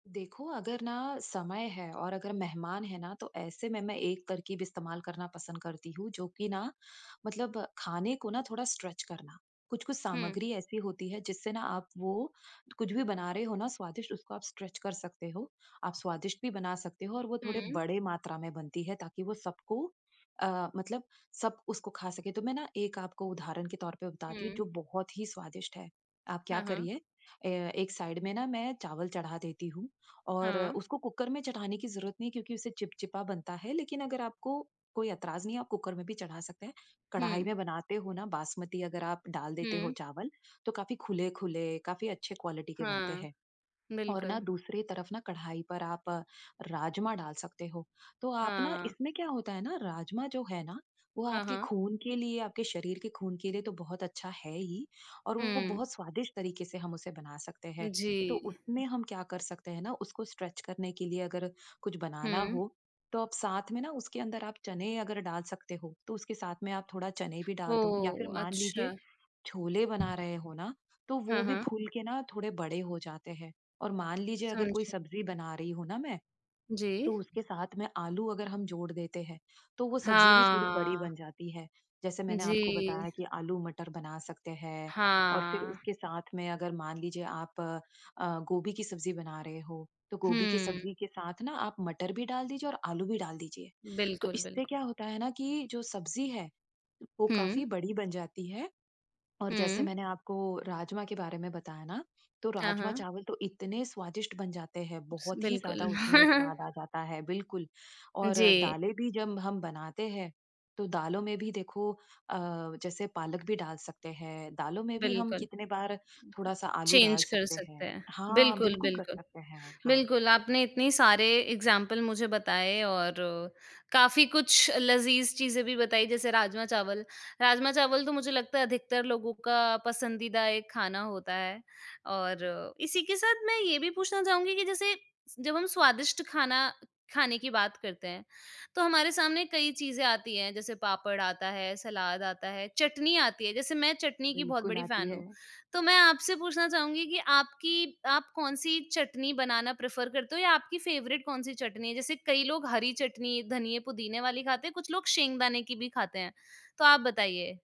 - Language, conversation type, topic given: Hindi, podcast, बजट में स्वादिष्ट खाना बनाने की तरकीबें क्या हैं?
- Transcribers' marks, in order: in English: "स्ट्रेच"; in English: "स्ट्रेच"; in English: "साइड"; in English: "क्वालिटी"; in English: "स्ट्रेच"; drawn out: "हाँ"; chuckle; in English: "चेंज"; in English: "एग्ज़ाम्पल"; in English: "फैन"; in English: "प्रेफ़र"; in English: "फ़ेवरेट"